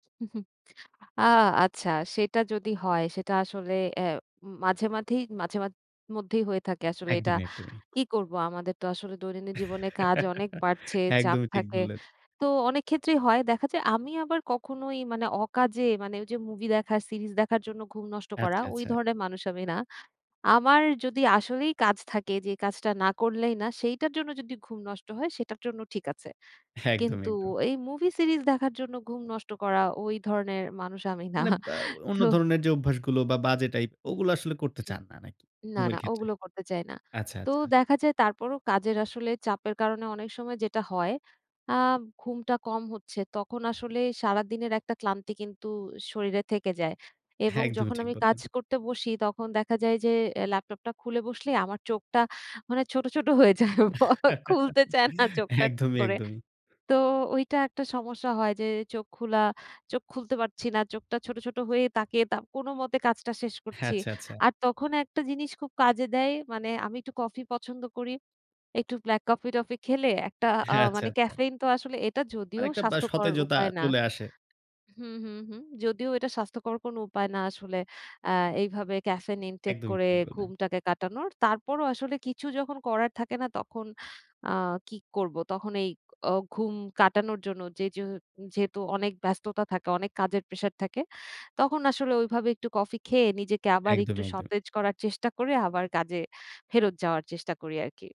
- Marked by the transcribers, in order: tapping; laugh; laughing while speaking: "একদমই ঠিক বল্লেন"; other noise; laughing while speaking: "না"; wind; "একদমই" said as "হ্যাকদমি"; laughing while speaking: "ছোট হয়ে যায়। খুলতে চায় না চোখটা ঠিক করে"; laugh; laughing while speaking: "একদমই, একদমই"
- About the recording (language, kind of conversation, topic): Bengali, podcast, ঘুমের অভ্যাস আপনার মানসিক স্বাস্থ্যে কীভাবে প্রভাব ফেলে, আর এ বিষয়ে আপনার অভিজ্ঞতা কী?